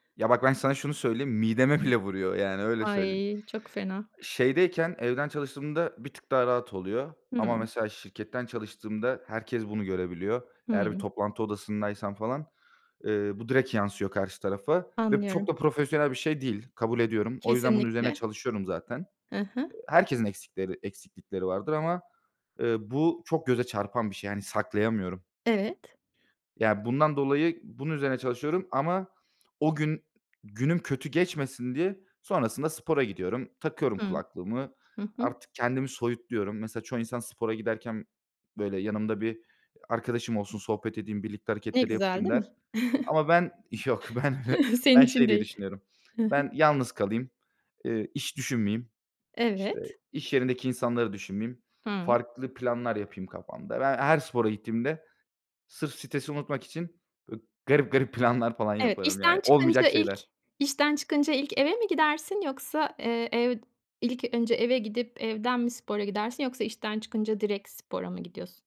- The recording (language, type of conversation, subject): Turkish, podcast, Stresle başa çıkma yöntemlerin neler, paylaşır mısın?
- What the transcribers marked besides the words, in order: other background noise; laughing while speaking: "yok, ben öyle"; chuckle